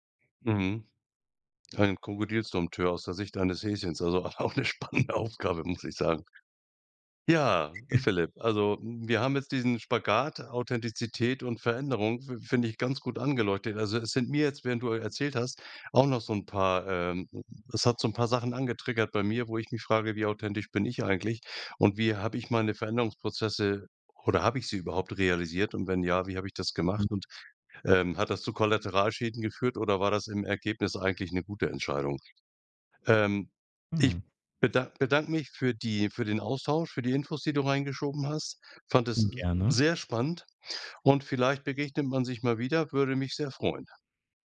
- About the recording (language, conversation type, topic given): German, podcast, Wie bleibst du authentisch, während du dich veränderst?
- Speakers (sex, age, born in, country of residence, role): male, 25-29, Germany, Germany, guest; male, 65-69, Germany, Germany, host
- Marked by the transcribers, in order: laughing while speaking: "auch 'ne spannende Aufgabe"; chuckle; other noise; stressed: "sehr"